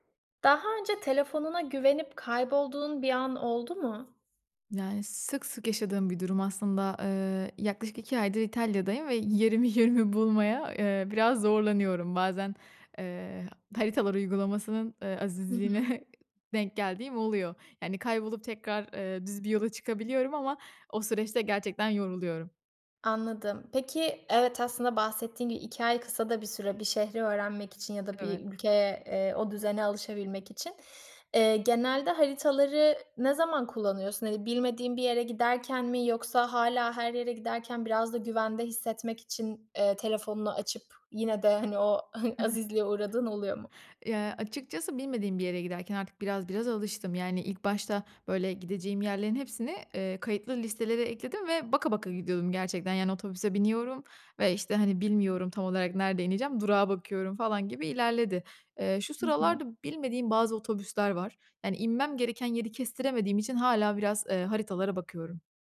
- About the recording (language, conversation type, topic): Turkish, podcast, Telefona güvendin de kaybolduğun oldu mu?
- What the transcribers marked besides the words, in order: other background noise; laughing while speaking: "yönümü"; chuckle; chuckle